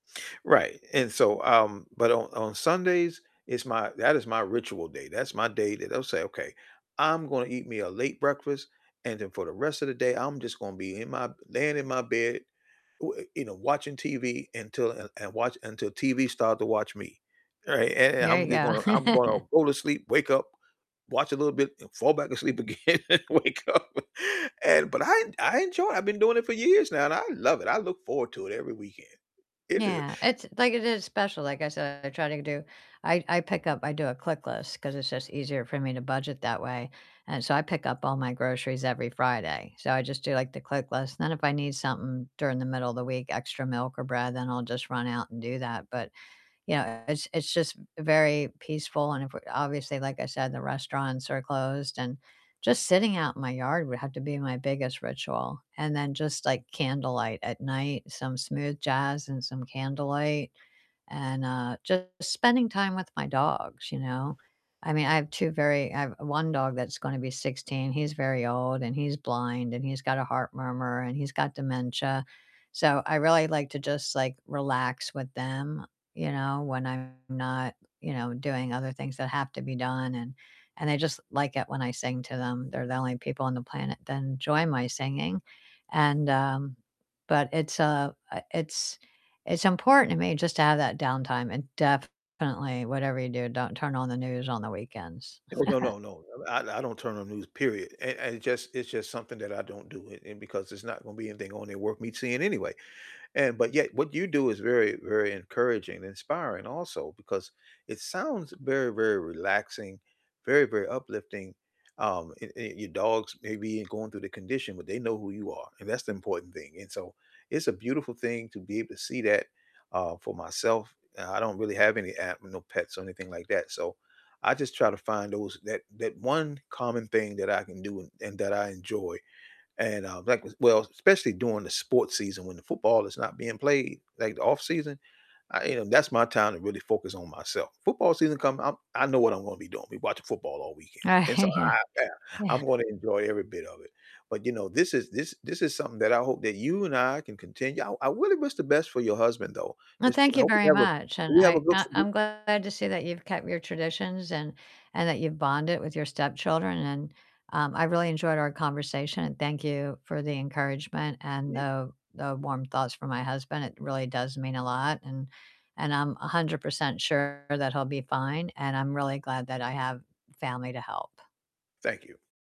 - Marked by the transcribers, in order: static; laugh; laughing while speaking: "again and wake up"; other background noise; distorted speech; tapping; chuckle; chuckle; unintelligible speech
- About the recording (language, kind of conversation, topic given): English, unstructured, What weekend rituals and mini traditions make your days feel special, and how did they start?